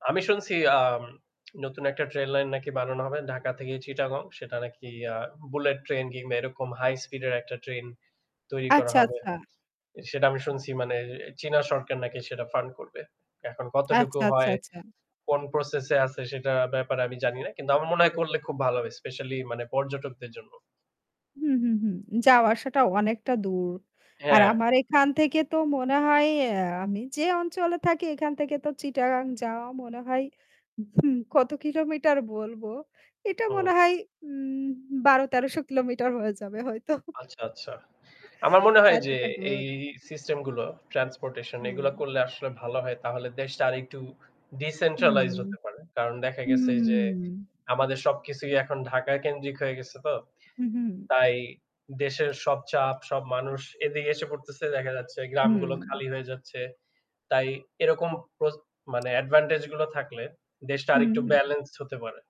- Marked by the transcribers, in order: static; tapping; other background noise; chuckle; in English: "ট্রান্সপোর্টেশন"; in English: "ডিসেন্ট্রালাইজড"; in English: "অ্যাডভান্টেজ"
- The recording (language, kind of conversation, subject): Bengali, unstructured, আপনি কি প্রাকৃতিক পরিবেশে সময় কাটাতে বেশি পছন্দ করেন?